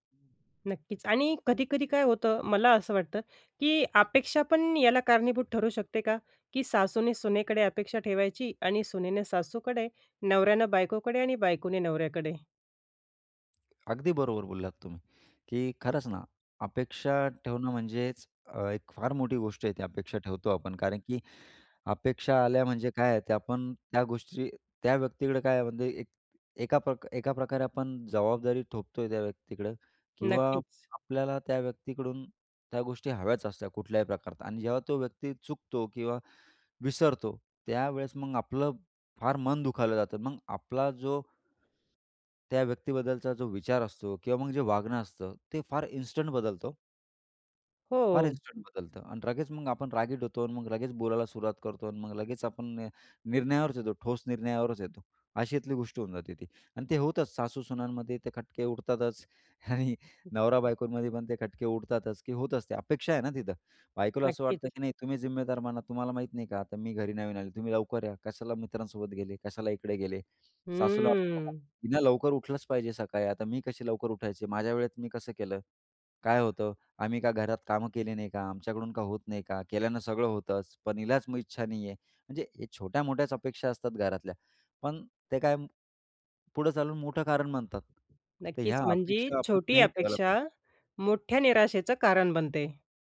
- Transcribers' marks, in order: background speech; other background noise; tapping; other noise; other street noise; laughing while speaking: "आणि"
- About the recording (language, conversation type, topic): Marathi, podcast, कुटुंब आणि जोडीदार यांच्यात संतुलन कसे साधावे?